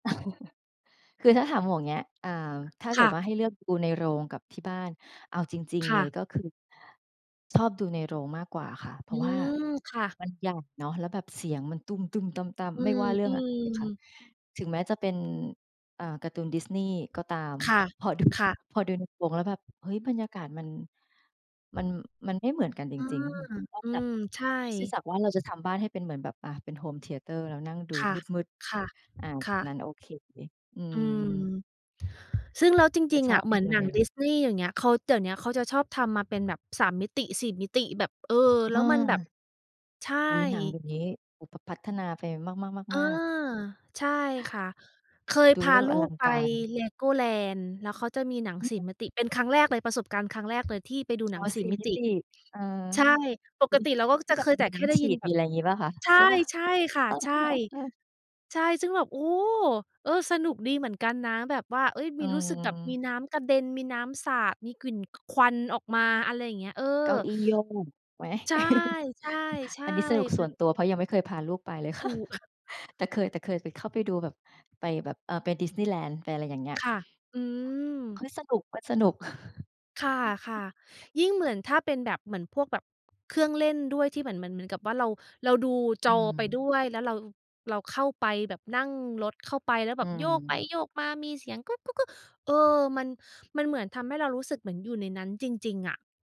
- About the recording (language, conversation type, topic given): Thai, unstructured, คุณชอบการอ่านหนังสือหรือการดูหนังมากกว่ากัน?
- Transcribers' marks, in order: chuckle; tapping; other background noise; laughing while speaking: "ไหม ?"; chuckle; laughing while speaking: "เลยค่ะ"; giggle; chuckle